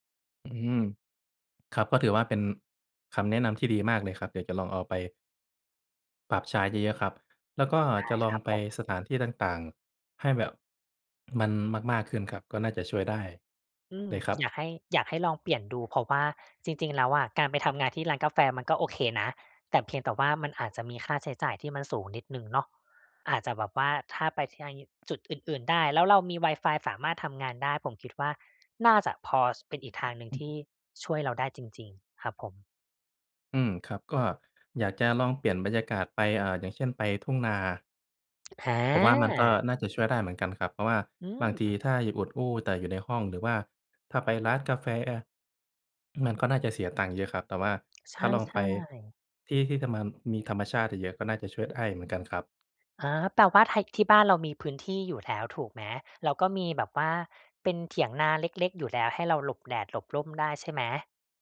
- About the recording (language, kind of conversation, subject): Thai, advice, ทำอย่างไรให้ทำงานสร้างสรรค์ได้ทุกวันโดยไม่เลิกกลางคัน?
- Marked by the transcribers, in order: unintelligible speech